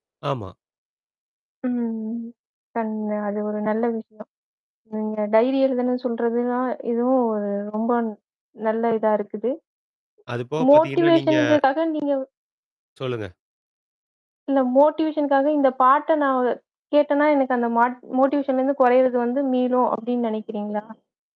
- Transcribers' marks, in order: in English: "மோட்டிவேஷன்க்காக"; in English: "மோட்டிவேஷனுக்காக"; in English: "மோட்டிவேஷனலேருந்து"; distorted speech
- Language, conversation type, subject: Tamil, podcast, உற்சாகம் குறைந்திருக்கும் போது நீங்கள் உங்கள் படைப்பை எப்படித் தொடங்குவீர்கள்?